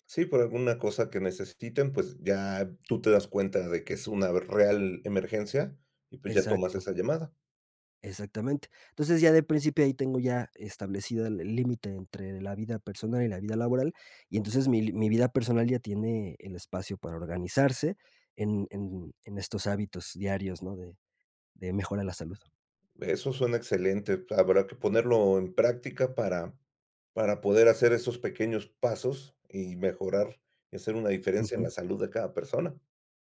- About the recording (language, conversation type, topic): Spanish, podcast, ¿Qué pequeños cambios han marcado una gran diferencia en tu salud?
- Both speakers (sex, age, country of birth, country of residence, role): male, 25-29, Mexico, Mexico, guest; male, 55-59, Mexico, Mexico, host
- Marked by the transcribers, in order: none